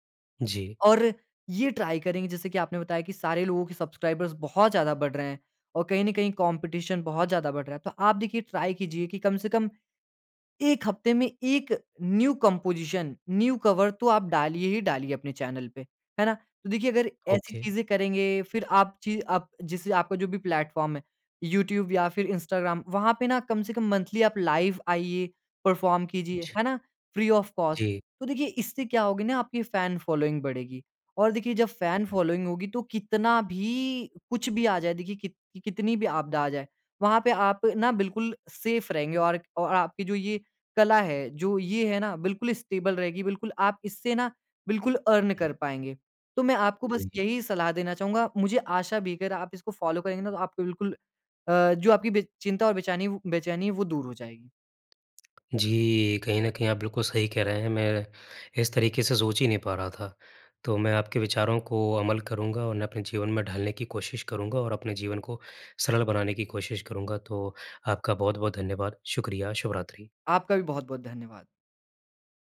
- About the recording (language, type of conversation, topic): Hindi, advice, अनिश्चित भविष्य के प्रति चिंता और बेचैनी
- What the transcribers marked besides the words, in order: in English: "ट्राई"; in English: "कॉम्पटिशन"; in English: "ट्राई"; in English: "न्यू कंपोज़िशन, न्यू कवर"; in English: "ओके"; in English: "प्लेटफॉर्म"; in English: "मंथली"; in English: "परफॉर्म"; in English: "फ्री ऑफ कॉस्ट"; in English: "फैन फॉलोइंग"; other background noise; in English: "फैन फॉलोइंग"; in English: "सेफ़"; in English: "स्टेबल"; in English: "अर्न"